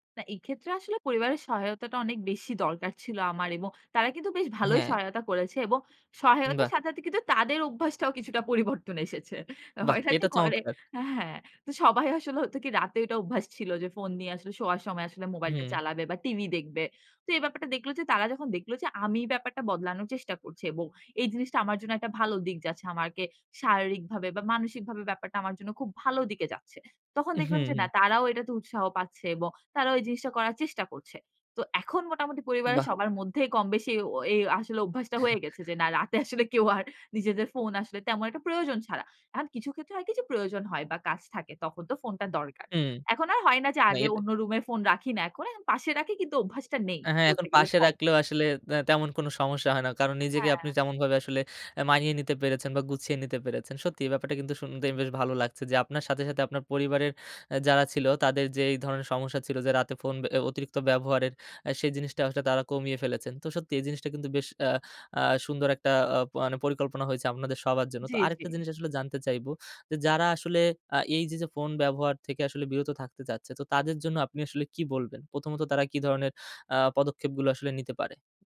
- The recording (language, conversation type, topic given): Bengali, podcast, রাতে ফোনের পর্দা থেকে দূরে থাকতে আপনার কেমন লাগে?
- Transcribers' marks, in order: laughing while speaking: "পরিবর্তন"; laughing while speaking: "হয় না যে ঘরে"; chuckle; tapping